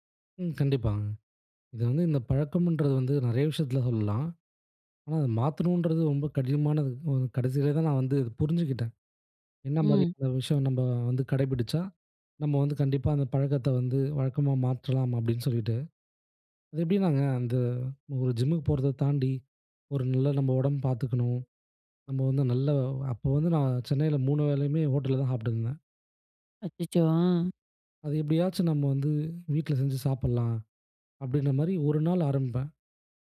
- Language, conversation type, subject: Tamil, podcast, ஒரு பழக்கத்தை உடனே மாற்றலாமா, அல்லது படிப்படியாக மாற்றுவது நல்லதா?
- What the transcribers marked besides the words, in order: unintelligible speech; in English: "ஜிம்முக்கு"; in another language: "ஹோட்டல்ல"